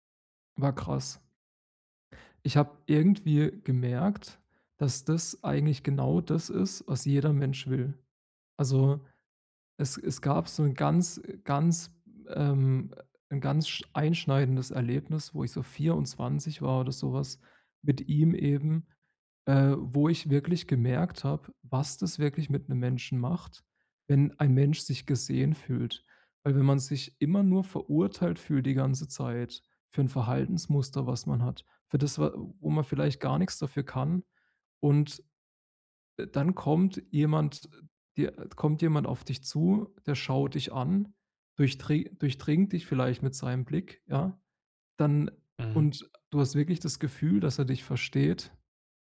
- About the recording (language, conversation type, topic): German, podcast, Wie zeigst du, dass du jemanden wirklich verstanden hast?
- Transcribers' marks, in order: none